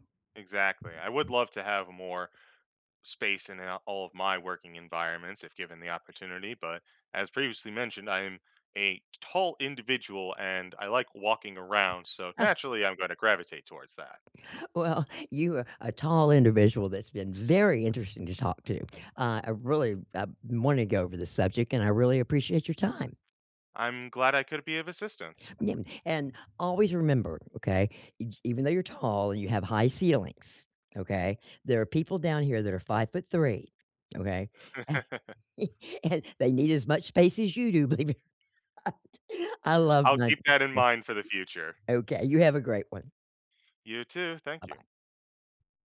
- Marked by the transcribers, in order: other background noise; chuckle; laughing while speaking: "Well"; chuckle; laughing while speaking: "And"; tapping; laughing while speaking: "believe it or not"; chuckle
- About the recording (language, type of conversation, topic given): English, unstructured, What does your ideal work environment look like?